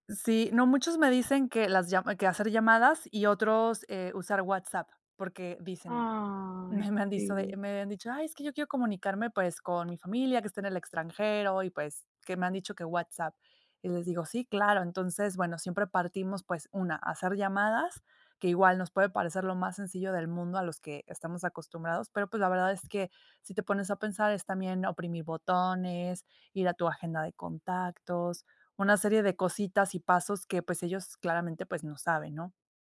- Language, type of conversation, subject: Spanish, podcast, ¿Cómo enseñar a los mayores a usar tecnología básica?
- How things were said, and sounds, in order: chuckle